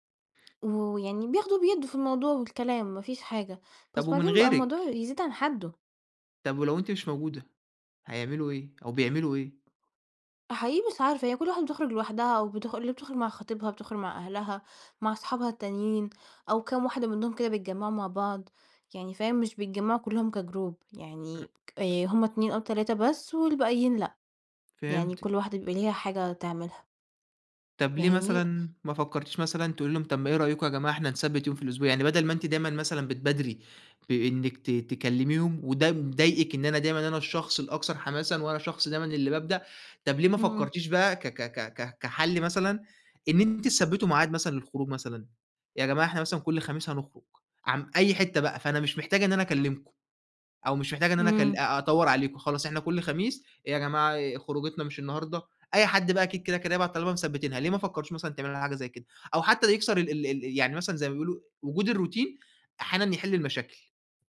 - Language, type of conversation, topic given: Arabic, advice, إزاي أتعامل مع إحساسي إني دايمًا أنا اللي ببدأ الاتصال في صداقتنا؟
- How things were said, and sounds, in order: unintelligible speech; in English: "كGroup"; in English: "الروتين"